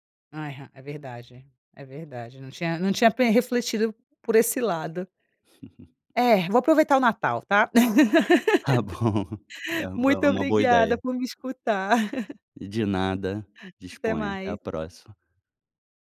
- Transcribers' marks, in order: "Aham" said as "aiham"; giggle; laughing while speaking: "Tá bom"; laugh; giggle
- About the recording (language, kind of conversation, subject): Portuguese, advice, Como devo confrontar um amigo sobre um comportamento incômodo?
- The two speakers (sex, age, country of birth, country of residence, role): female, 35-39, Brazil, Italy, user; male, 35-39, Brazil, Germany, advisor